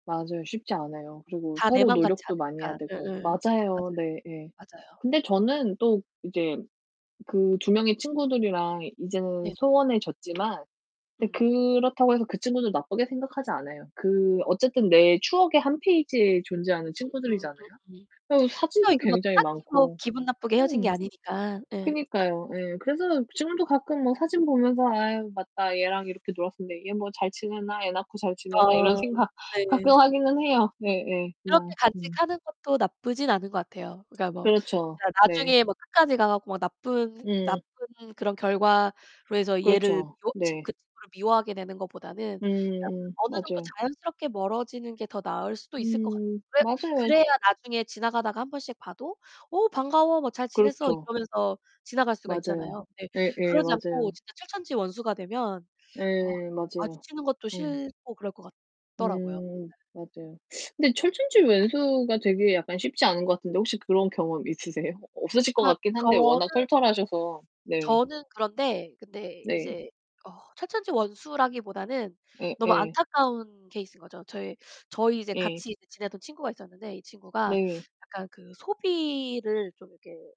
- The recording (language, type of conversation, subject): Korean, unstructured, 친구와 처음 싸웠을 때 기분이 어땠나요?
- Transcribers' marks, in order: distorted speech; other background noise; tapping; laughing while speaking: "이런 생각 가끔 하기는 해요"; teeth sucking